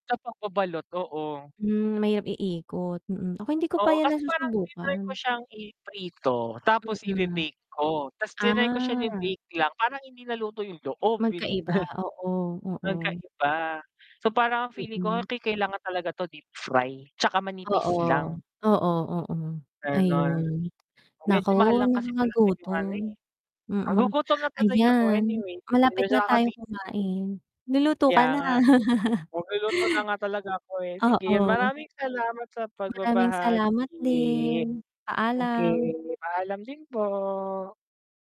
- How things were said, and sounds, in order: static; distorted speech; other background noise; chuckle; laugh
- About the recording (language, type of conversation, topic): Filipino, unstructured, Ano ang paborito mong lutuing pambahay?